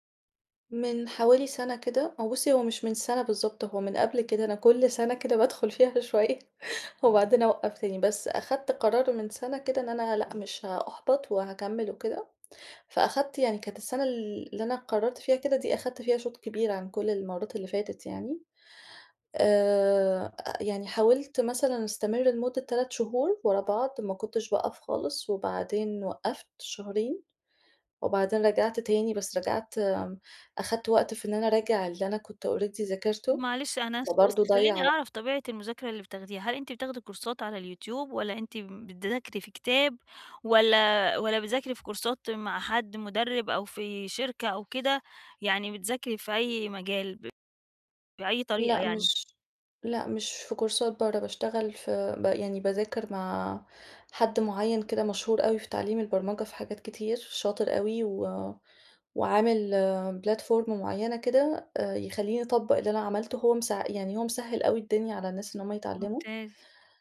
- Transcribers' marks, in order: laughing while speaking: "بادخل فيها شوية"; in English: "already"; in English: "كورسات"; in English: "كورسات"; in English: "كورسات"; in English: "platform"
- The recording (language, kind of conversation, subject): Arabic, advice, إزاي أتعامل مع الإحباط لما ما بتحسنش بسرعة وأنا بتعلم مهارة جديدة؟
- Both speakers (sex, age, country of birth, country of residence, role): female, 35-39, Egypt, Egypt, user; female, 40-44, Egypt, Portugal, advisor